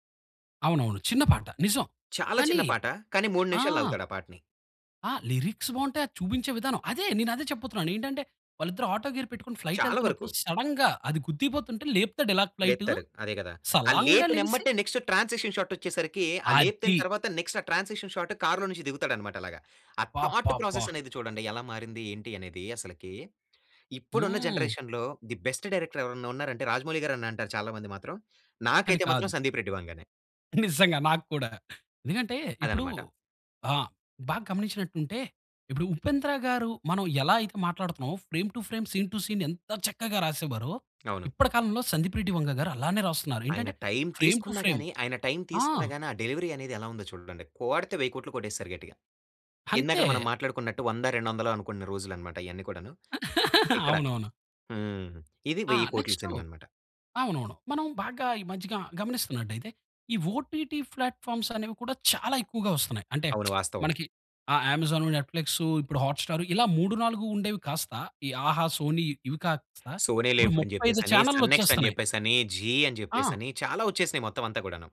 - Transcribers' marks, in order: in English: "లిరిక్స్"; in English: "ఆటో గేర్"; in English: "ఫ్లైట్"; in English: "సడెన్‌గా"; in English: "నెక్స్ట్ ట్రాన్సిక్షన్ షాట్"; in English: "నెక్స్ట్"; in English: "ట్రాన్సిక్షన్ షాట్"; in English: "థాట్ ప్రాసెస్"; in English: "జనరేషన్‌లో ది బెస్ట్ డైరెక్టర్"; laughing while speaking: "నిజంగా. నాకు కూడా"; in English: "ఫ్రేమ్ టూ ఫ్రేమ్, సీన్ టూ సీన్"; in English: "ఫ్రేమ్ టూ ఫ్రేమ్"; in English: "డెలివరీ"; laugh; in English: "నెక్స్ట్"; in English: "ఓటీటీ ప్లాట్ ఫామ్స్"; lip smack
- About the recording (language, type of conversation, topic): Telugu, podcast, సినిమా రుచులు కాలంతో ఎలా మారాయి?